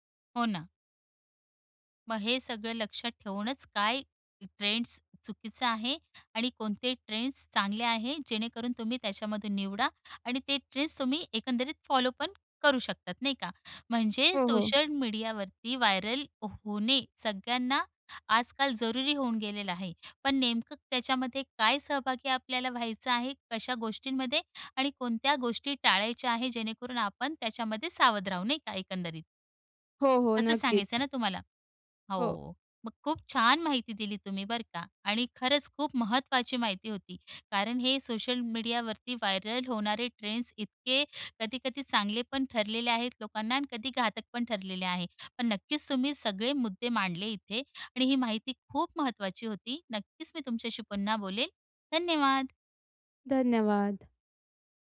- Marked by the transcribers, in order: in English: "फॉलोपण"; in English: "व्हायरल"; in English: "व्हायरल"
- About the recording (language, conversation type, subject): Marathi, podcast, सोशल मीडियावर व्हायरल होणारे ट्रेंड्स तुम्हाला कसे वाटतात?